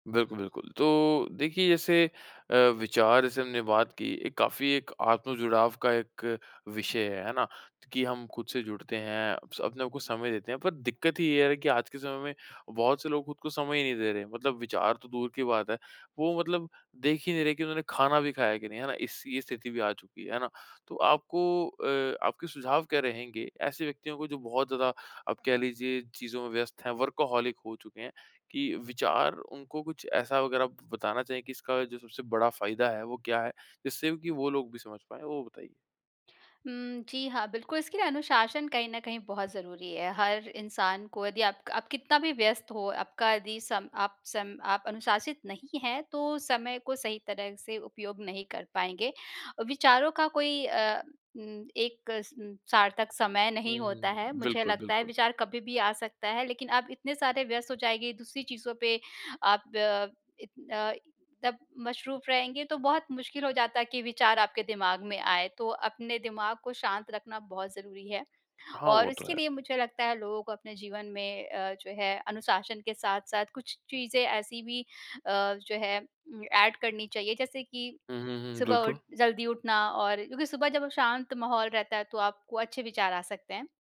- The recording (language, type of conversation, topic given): Hindi, podcast, विचारों को आप तुरंत कैसे दर्ज करते हैं?
- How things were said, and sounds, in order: in English: "वर्कहॉलिक"; in English: "एड"